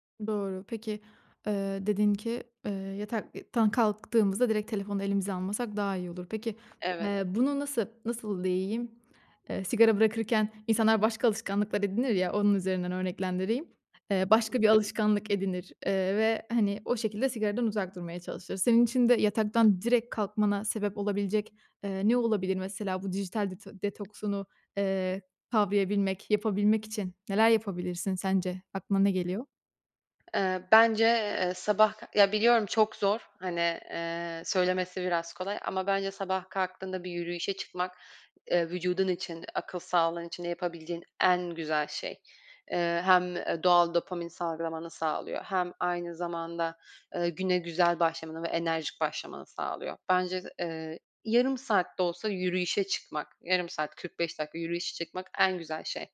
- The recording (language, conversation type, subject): Turkish, podcast, Başkalarının ne düşündüğü özgüvenini nasıl etkiler?
- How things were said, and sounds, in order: other background noise